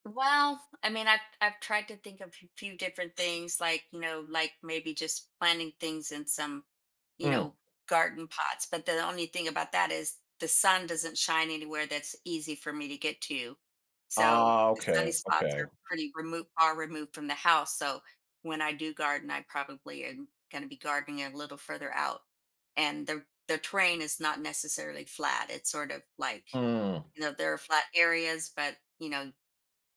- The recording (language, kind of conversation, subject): English, advice, How can I find more joy in small daily wins?
- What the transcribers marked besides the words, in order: none